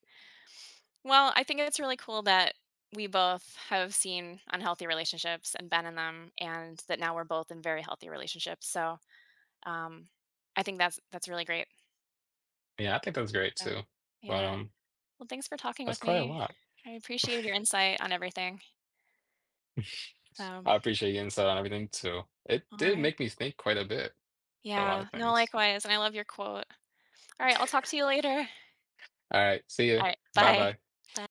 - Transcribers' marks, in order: tapping; other background noise; chuckle; chuckle; chuckle; laughing while speaking: "bye"
- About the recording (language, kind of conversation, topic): English, unstructured, What are some emotional or practical reasons people remain in relationships that aren't healthy for them?
- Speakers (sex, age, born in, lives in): female, 40-44, United States, United States; male, 20-24, United States, United States